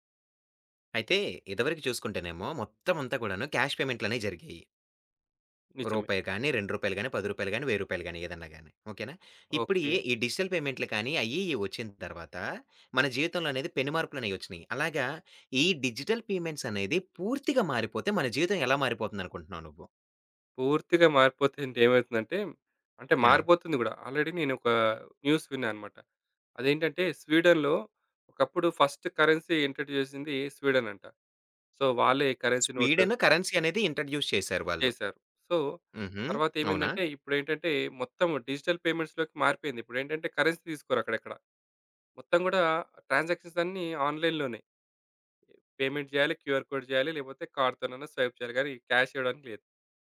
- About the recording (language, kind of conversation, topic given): Telugu, podcast, డిజిటల్ చెల్లింపులు పూర్తిగా అమలులోకి వస్తే మన జీవితం ఎలా మారుతుందని మీరు భావిస్తున్నారు?
- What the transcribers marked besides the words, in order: in English: "క్యాష్"; in English: "డిజిటల్"; in English: "డిజిటల్ పేమెంట్స్"; other background noise; in English: "ఆల్రెడీ"; in English: "న్యూస్"; in English: "ఫస్ట్ కరెన్సీ ఇంట్రొడ్యూస్"; in English: "సో"; in English: "కరెన్సీ నోట్"; in English: "కరెన్సీ"; in English: "ఇంట్రొడ్యూస్"; in English: "సో"; in English: "డిజిటల్ పేమెంట్స్"; in English: "కరెన్సీ"; in English: "ట్రాన్సాక్షన్స్"; in English: "ఆన్‌లైన్‌లోనే. పేమెంట్"; in English: "క్యూఆర్ కోడ్"; in English: "కార్డ్"; in English: "స్వైప్"; in English: "క్యాష్"